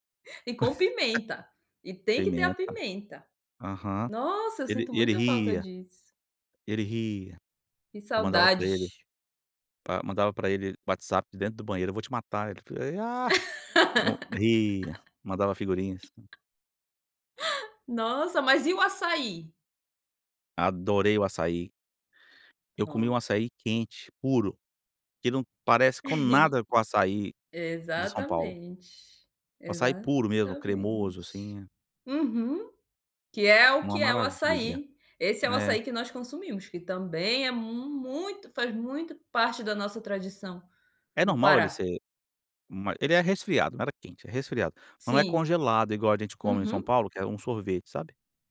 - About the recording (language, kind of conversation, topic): Portuguese, podcast, Como vocês ensinam as crianças sobre as tradições?
- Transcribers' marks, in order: chuckle; tapping; laugh; unintelligible speech; other noise; chuckle; stressed: "muito"